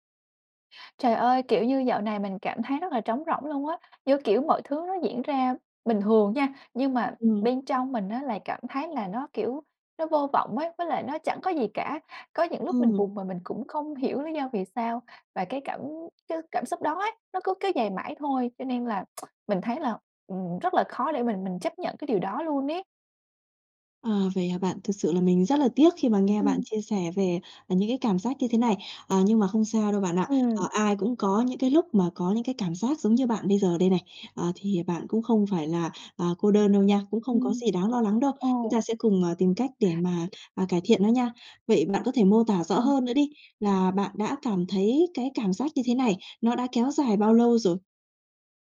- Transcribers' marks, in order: other background noise; tapping; lip smack
- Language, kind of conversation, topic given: Vietnamese, advice, Tôi cảm thấy trống rỗng và khó chấp nhận nỗi buồn kéo dài; tôi nên làm gì?